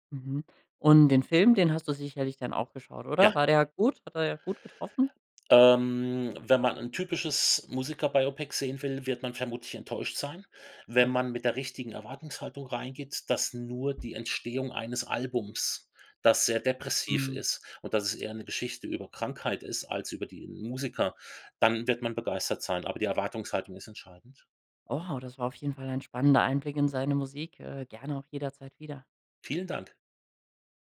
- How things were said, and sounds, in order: drawn out: "Ähm"; in English: "Musiker-Biopic"; other background noise
- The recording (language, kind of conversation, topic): German, podcast, Welches Album würdest du auf eine einsame Insel mitnehmen?